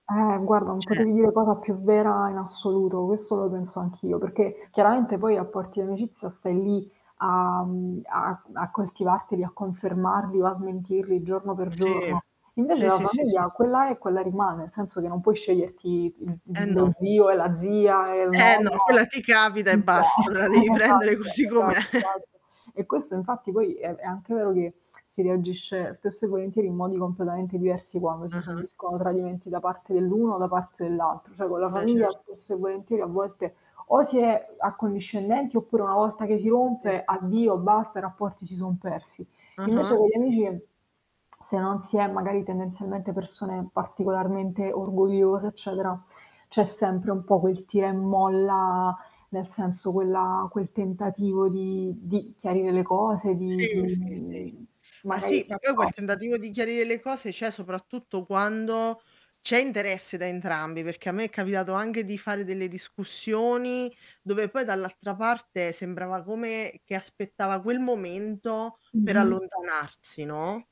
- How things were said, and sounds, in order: static; unintelligible speech; chuckle; distorted speech; chuckle; unintelligible speech
- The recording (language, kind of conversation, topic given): Italian, unstructured, Come reagisci quando un amico tradisce la tua fiducia?